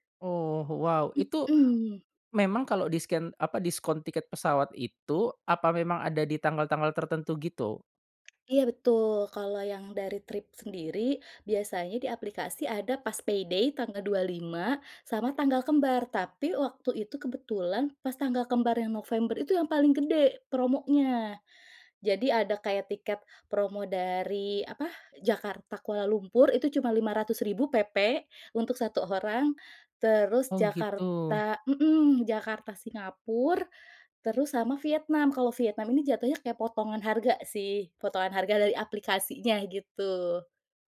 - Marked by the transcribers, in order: tapping; in English: "payday"
- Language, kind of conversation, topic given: Indonesian, podcast, Tips apa yang kamu punya supaya perjalanan tetap hemat, tetapi berkesan?